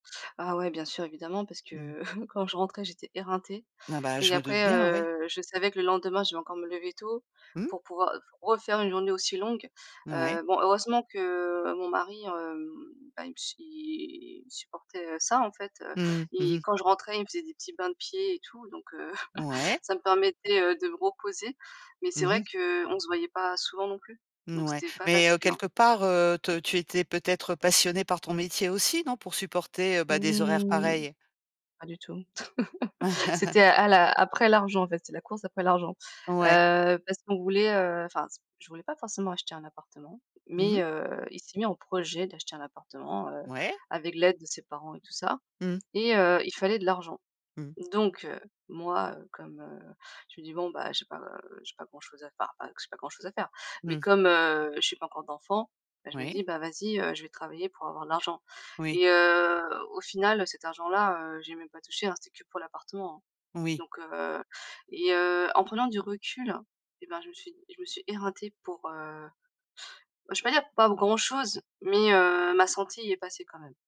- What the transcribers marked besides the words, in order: chuckle; inhale; laugh; drawn out: "Mmh"; chuckle
- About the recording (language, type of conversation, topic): French, podcast, Comment choisis-tu d’équilibrer ta vie de famille et ta carrière ?